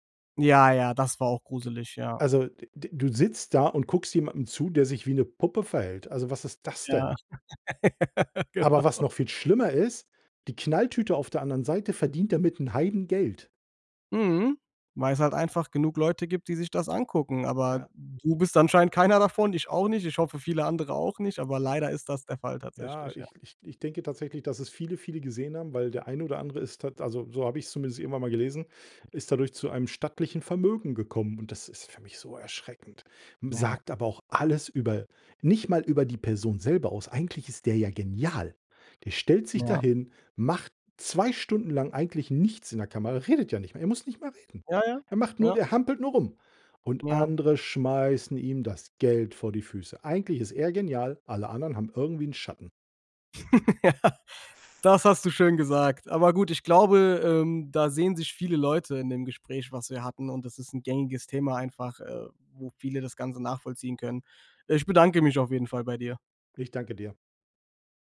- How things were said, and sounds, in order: stressed: "das"; laugh; laughing while speaking: "Genau"; stressed: "genial"; laughing while speaking: "Ja"
- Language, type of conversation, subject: German, podcast, Wie gehst du im Alltag mit Smartphone-Sucht um?
- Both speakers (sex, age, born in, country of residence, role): male, 25-29, Germany, Germany, host; male, 45-49, Germany, Germany, guest